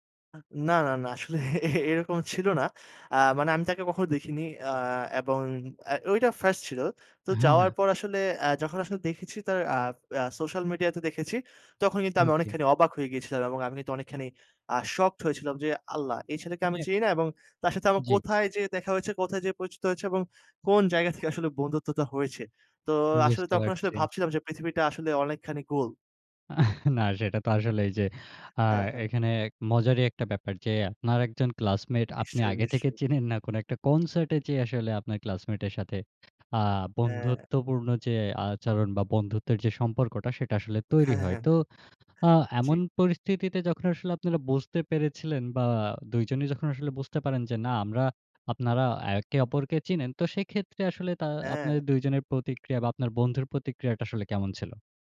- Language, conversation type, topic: Bengali, podcast, কনসার্টে কি আপনার নতুন বন্ধু হওয়ার কোনো গল্প আছে?
- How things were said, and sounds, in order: laughing while speaking: "আসলে এরকম ছিল না"; in English: "first"; other background noise; in Arabic: "আল্লাহ"; chuckle; laughing while speaking: "না সেটা তো আসলে এই … আসলে তৈরি হয়"